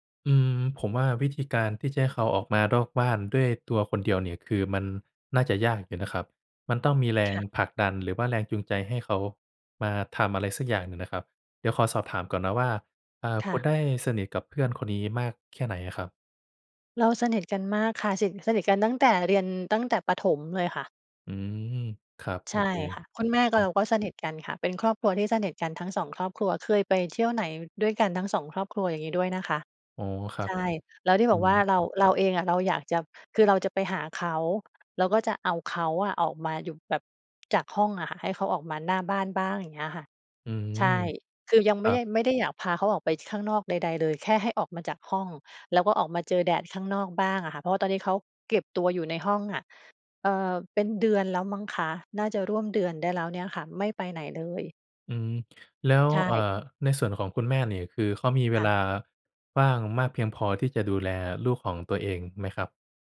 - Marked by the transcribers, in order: tapping; other background noise
- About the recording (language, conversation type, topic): Thai, advice, ฉันควรช่วยเพื่อนที่มีปัญหาสุขภาพจิตอย่างไรดี?